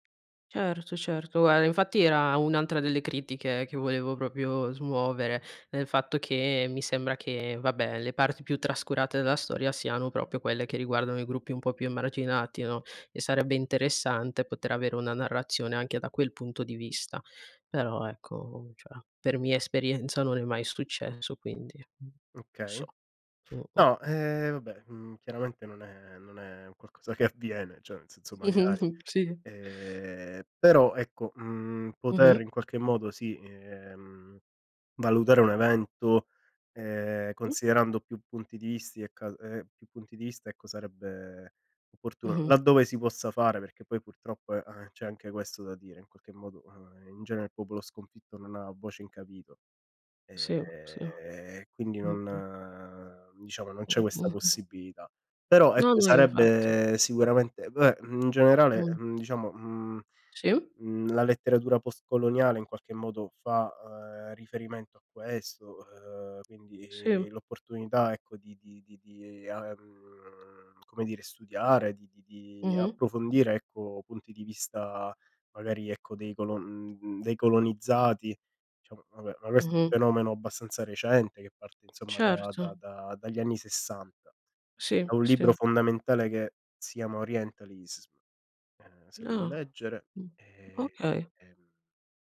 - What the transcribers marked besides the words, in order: chuckle; drawn out: "ehm"; drawn out: "non"; tapping; background speech
- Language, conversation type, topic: Italian, unstructured, Che cosa ti fa arrabbiare del modo in cui viene insegnata la storia?